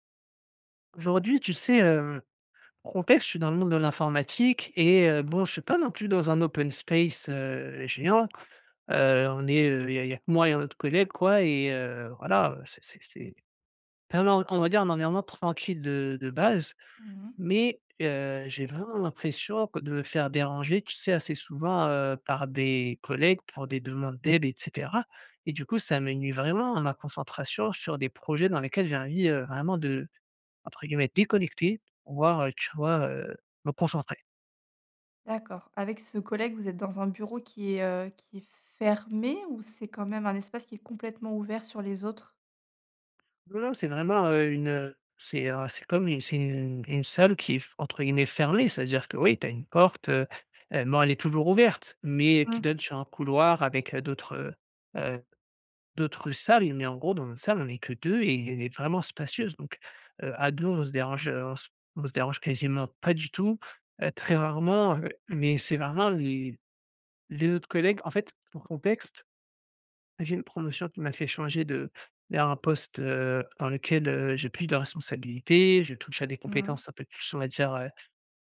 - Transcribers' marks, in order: stressed: "fermé"
- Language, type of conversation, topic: French, advice, Comment décrirais-tu ton environnement de travail désordonné, et en quoi nuit-il à ta concentration profonde ?